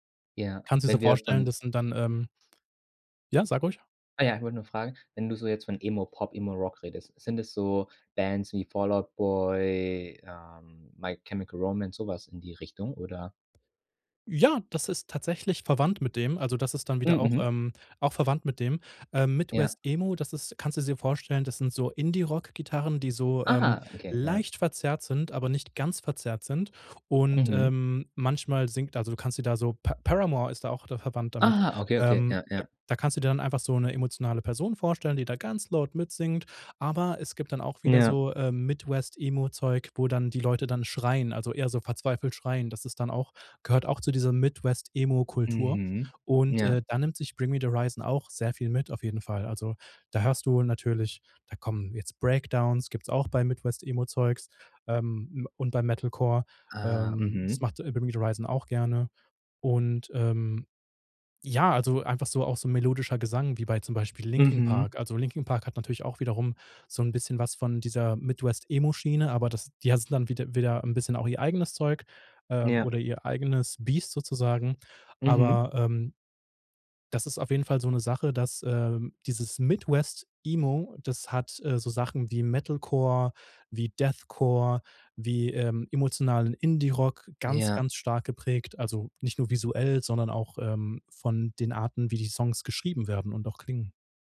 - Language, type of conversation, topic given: German, podcast, Was macht ein Lied typisch für eine Kultur?
- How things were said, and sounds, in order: stressed: "leicht"; put-on voice: "ganz laut mitsingt"; in English: "Breakdowns"; stressed: "Biest"; stressed: "Midwest Emo"